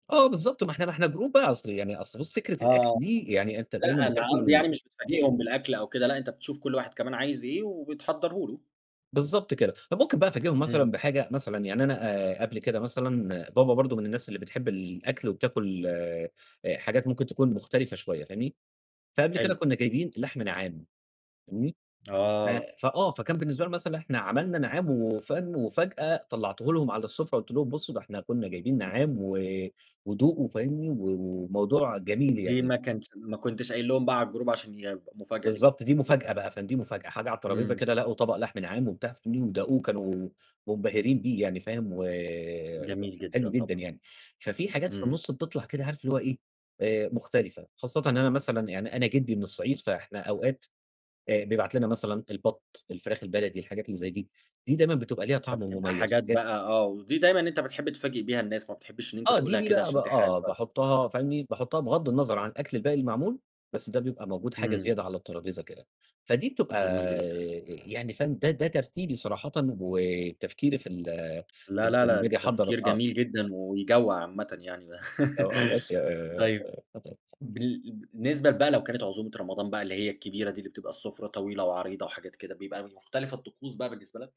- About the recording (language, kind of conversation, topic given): Arabic, podcast, إزاي بتحضّري قايمة أكل لحفلة بسيطة؟
- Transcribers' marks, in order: in English: "جروب"; tapping; in English: "الجروب"; unintelligible speech; laugh; unintelligible speech